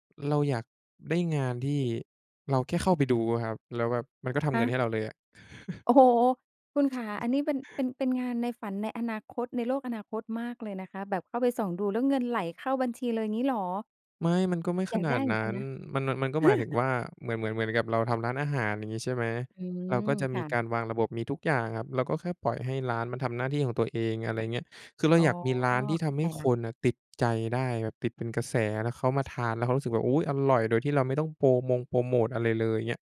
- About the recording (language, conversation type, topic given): Thai, podcast, งานในฝันของคุณเป็นแบบไหน?
- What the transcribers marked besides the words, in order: chuckle; other background noise; laugh